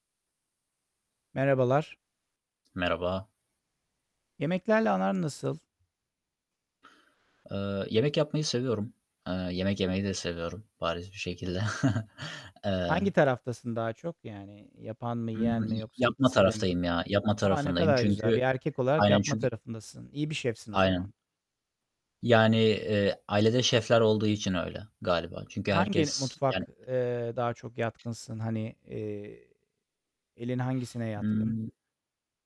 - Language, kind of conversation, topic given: Turkish, unstructured, Unutamadığın bir yemek anın var mı?
- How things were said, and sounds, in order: other background noise; chuckle; distorted speech; tapping